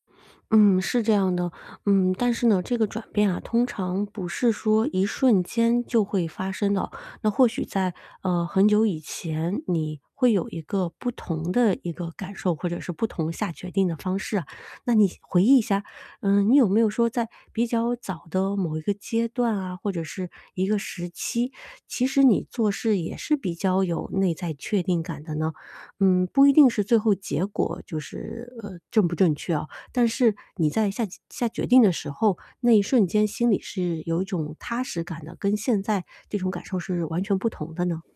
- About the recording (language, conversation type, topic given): Chinese, advice, 我該怎麼做才能更清楚自己的價值觀和信念？
- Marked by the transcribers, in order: none